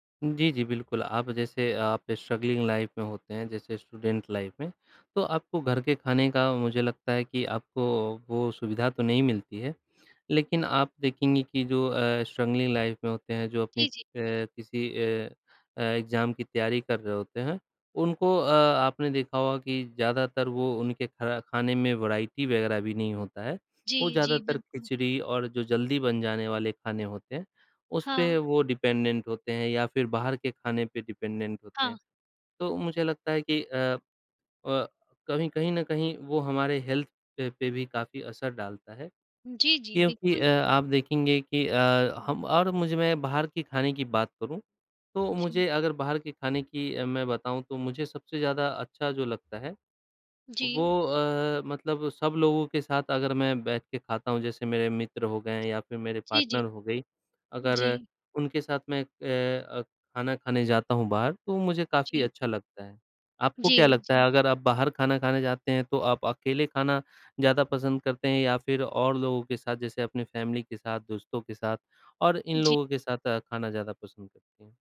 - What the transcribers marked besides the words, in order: in English: "स्ट्रगलिंग लाइफ़"; in English: "स्टूडेंट लाइफ़"; in English: "स्ट्रगलिंग लाइफ़"; in English: "एग्ज़ाम"; in English: "वैराइटी"; in English: "डिपेंडेंट"; in English: "डिपेंडेंट"; in English: "हेल्थ"; in English: "पार्टनर"; other background noise; in English: "फ़ैमिली"
- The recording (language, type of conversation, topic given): Hindi, unstructured, क्या आपको घर का खाना ज़्यादा पसंद है या बाहर का?